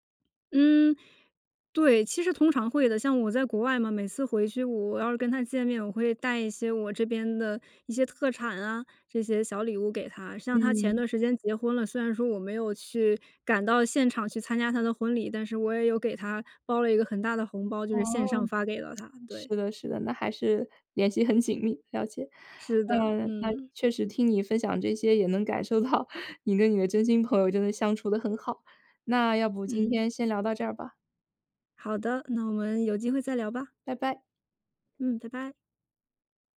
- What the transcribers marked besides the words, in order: tapping; laughing while speaking: "到"
- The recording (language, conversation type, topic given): Chinese, podcast, 你是在什么瞬间意识到对方是真心朋友的？